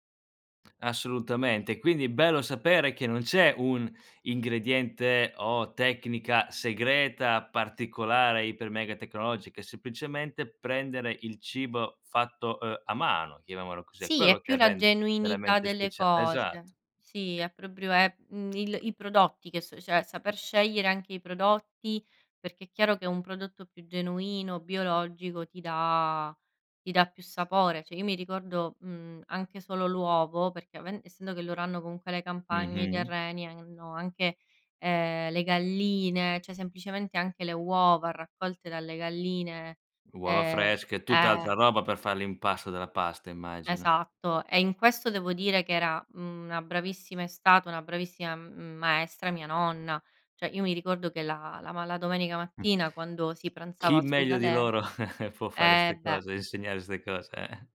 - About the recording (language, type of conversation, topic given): Italian, podcast, Raccontami della ricetta di famiglia che ti fa sentire a casa
- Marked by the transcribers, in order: "cioè" said as "ceh"; "cioè" said as "ceh"; other background noise; "cioè" said as "ceh"; chuckle